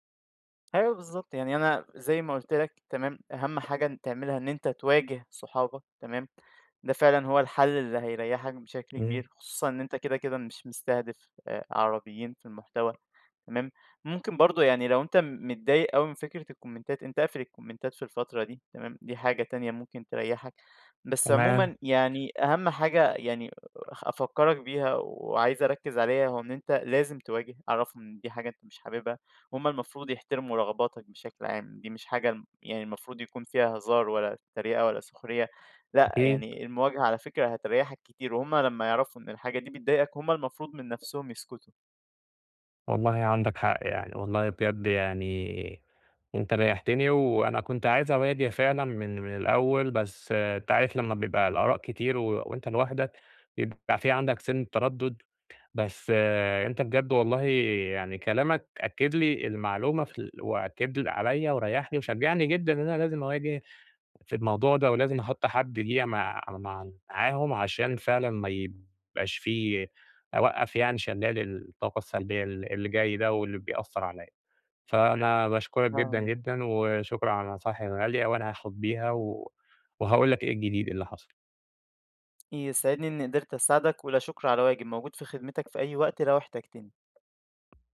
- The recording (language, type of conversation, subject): Arabic, advice, إزاي الرفض أو النقد اللي بيتكرر خلاّك تبطل تنشر أو تعرض حاجتك؟
- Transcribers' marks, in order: tapping; unintelligible speech; in English: "الكومنتات"; in English: "الكومنتات"